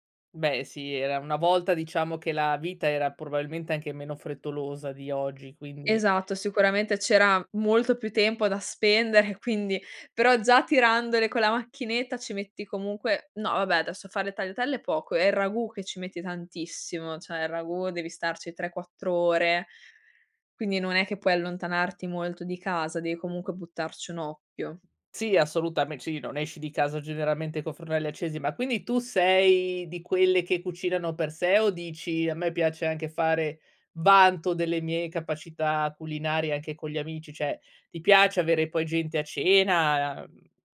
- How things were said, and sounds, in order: "Cioè" said as "ceh"; other noise; other background noise; "cioè" said as "ceh"
- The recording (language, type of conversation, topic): Italian, podcast, Come trovi l’equilibrio tra lavoro e hobby creativi?